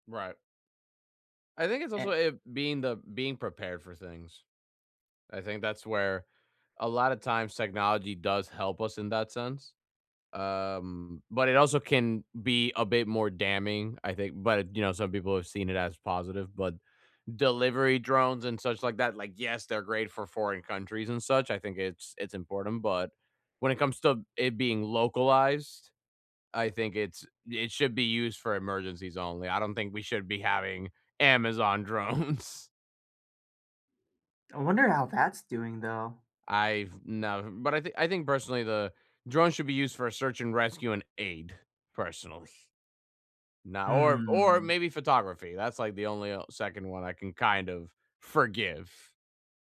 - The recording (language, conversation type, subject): English, unstructured, How does technology help in emergencies?
- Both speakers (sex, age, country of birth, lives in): male, 20-24, United States, United States; male, 20-24, Venezuela, United States
- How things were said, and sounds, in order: laughing while speaking: "drones"